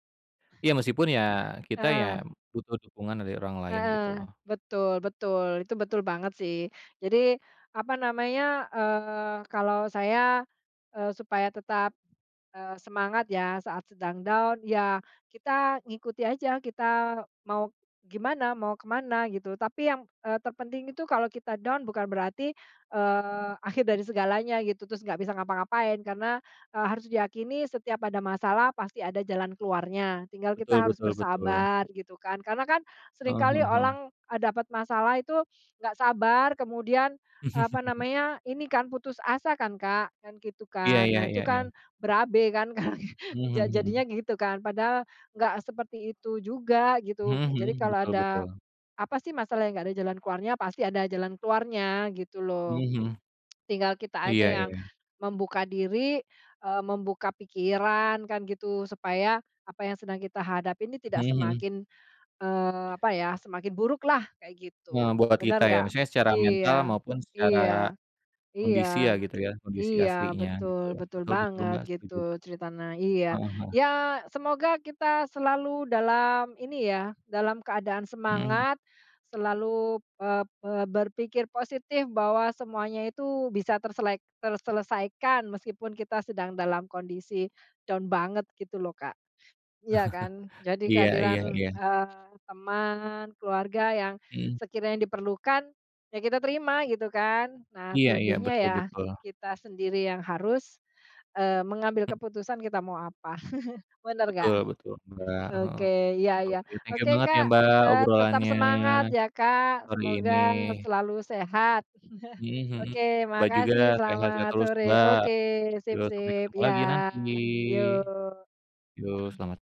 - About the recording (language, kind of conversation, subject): Indonesian, unstructured, Apa yang biasanya kamu lakukan untuk menjaga semangat saat sedang merasa down?
- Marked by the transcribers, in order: tapping; in English: "down"; in English: "down"; other background noise; chuckle; "orang" said as "olang"; laughing while speaking: "kalau gi"; tsk; "ceritanya" said as "ceritana"; chuckle; in English: "down"; chuckle; chuckle; drawn out: "nanti"; throat clearing